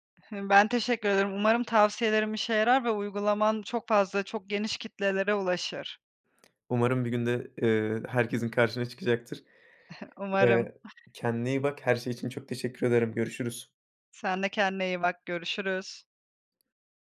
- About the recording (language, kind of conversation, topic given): Turkish, advice, Ürün ya da hizmetim için doğru fiyatı nasıl belirleyebilirim?
- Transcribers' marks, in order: other noise; other background noise; scoff